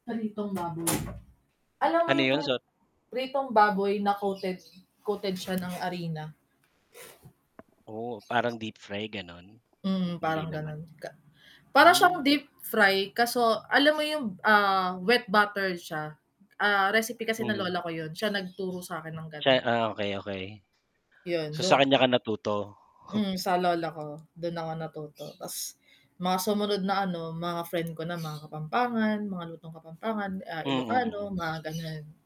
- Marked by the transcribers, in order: static; door; tapping; bird; other background noise; mechanical hum; scoff
- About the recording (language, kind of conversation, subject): Filipino, unstructured, Kung magkakaroon ka ng pagkakataong magluto para sa isang espesyal na tao, anong ulam ang ihahanda mo?